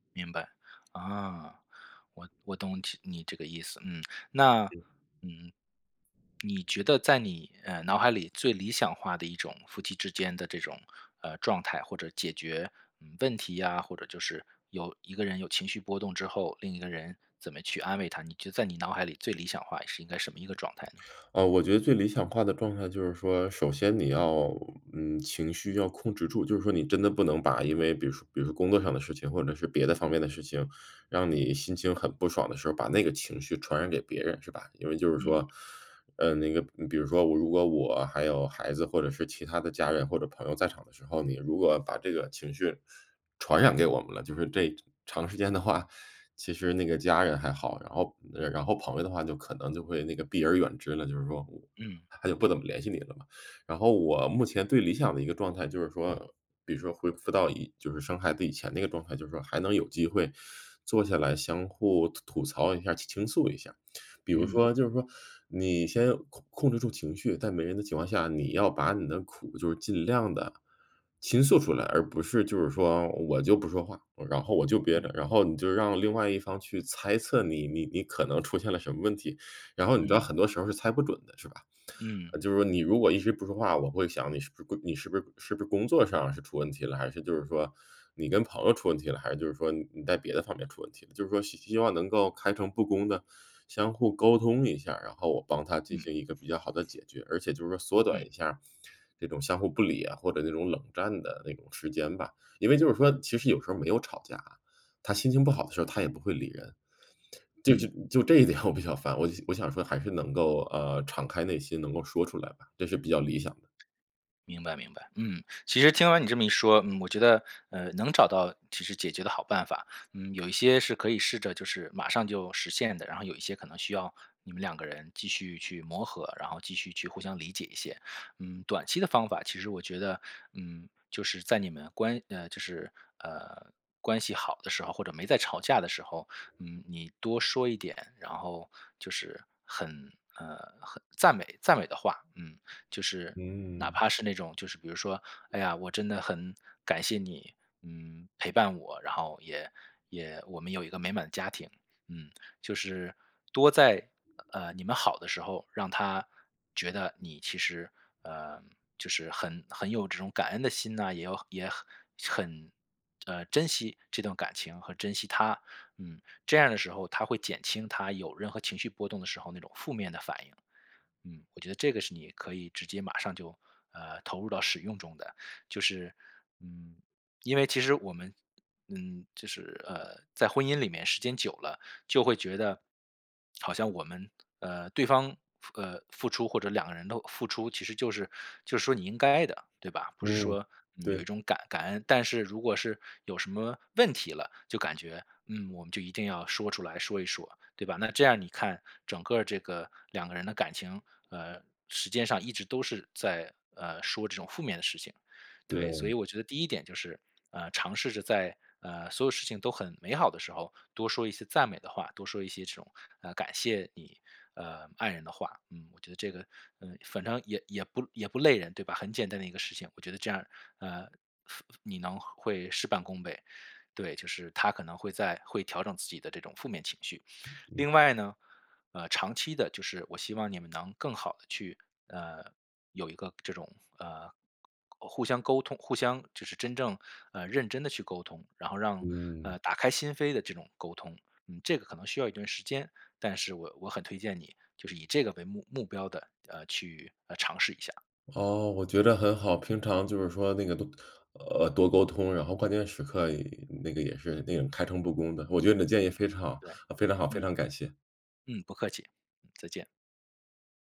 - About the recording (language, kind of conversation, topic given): Chinese, advice, 我该如何支持情绪低落的伴侣？
- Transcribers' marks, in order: tapping; laughing while speaking: "这一点"; other background noise